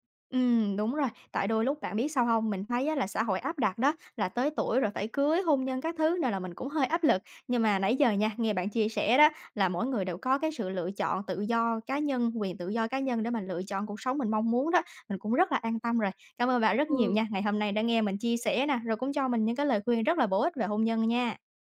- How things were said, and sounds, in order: none
- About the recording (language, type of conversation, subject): Vietnamese, advice, Vì sao bạn sợ cam kết và chưa muốn kết hôn?